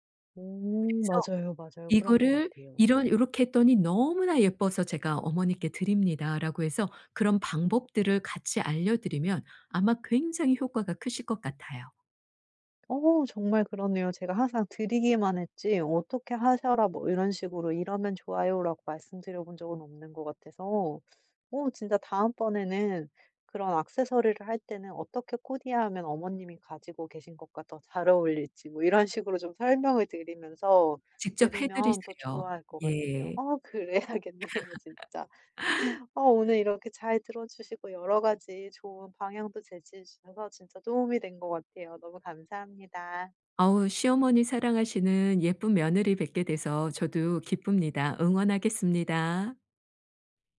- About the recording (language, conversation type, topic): Korean, advice, 선물을 뭘 사야 할지 전혀 모르겠는데, 아이디어를 좀 도와주실 수 있나요?
- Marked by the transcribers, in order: laughing while speaking: "그래야겠네요 진짜"; laugh